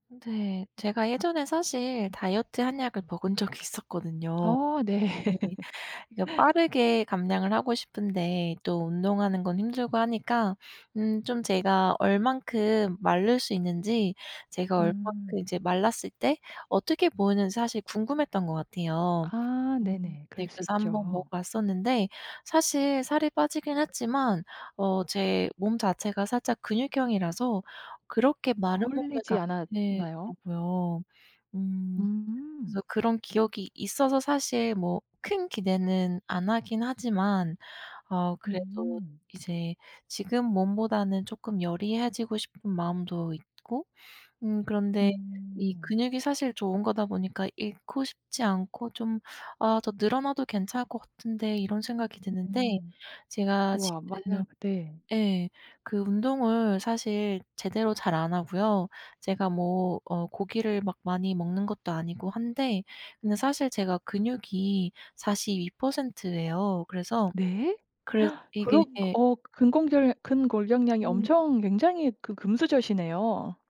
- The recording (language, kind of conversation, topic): Korean, advice, 체중 감량과 근육 증가 중 무엇을 우선해야 할지 헷갈릴 때 어떻게 목표를 정하면 좋을까요?
- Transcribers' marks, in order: laughing while speaking: "네"; laugh; gasp